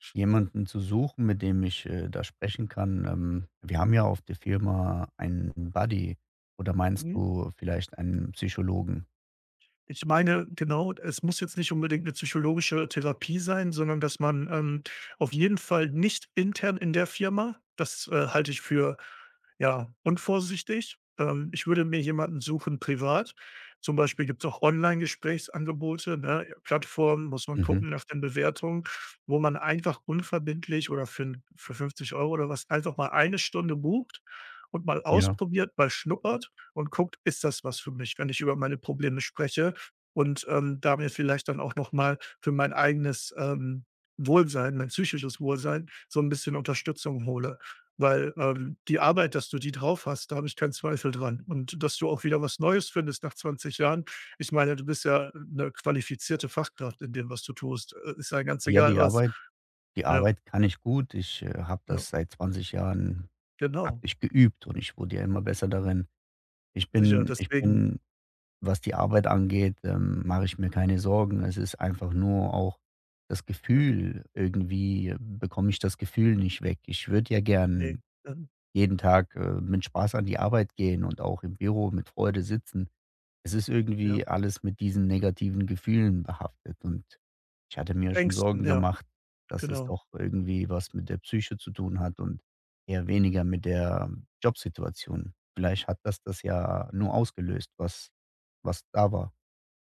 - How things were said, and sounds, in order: stressed: "nicht"
- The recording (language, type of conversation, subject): German, advice, Wie kann ich mit Unsicherheit nach Veränderungen bei der Arbeit umgehen?